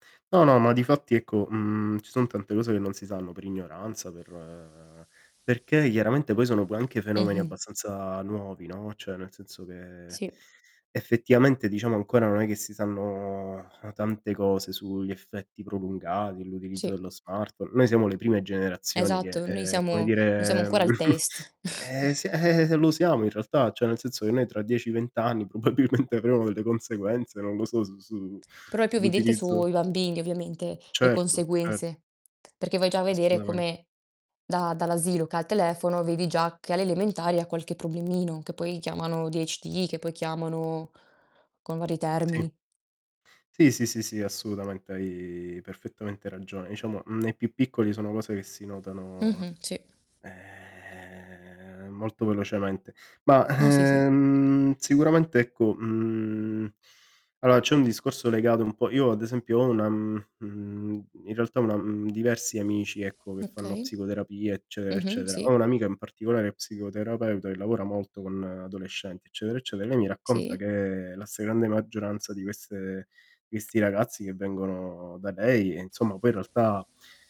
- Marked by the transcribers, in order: drawn out: "per"; static; distorted speech; inhale; drawn out: "sanno"; chuckle; laughing while speaking: "probabilmente"; "ADHD" said as "D-H-D"; inhale; drawn out: "hai"; drawn out: "ehm"; tapping; drawn out: "ehm"; "allora" said as "alloa"; "eccetera" said as "ecceta"
- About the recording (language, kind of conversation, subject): Italian, unstructured, Cosa pensi delle persone che ignorano i problemi di salute mentale?